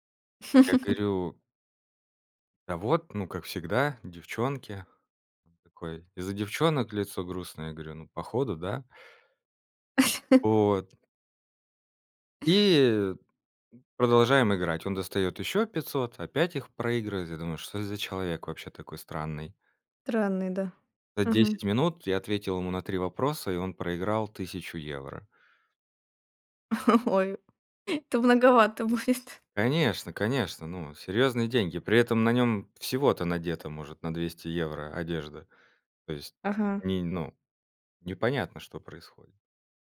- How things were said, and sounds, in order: chuckle; chuckle; tapping; chuckle; laughing while speaking: "Ой, это многовато будет"
- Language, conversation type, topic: Russian, podcast, Какая случайная встреча перевернула твою жизнь?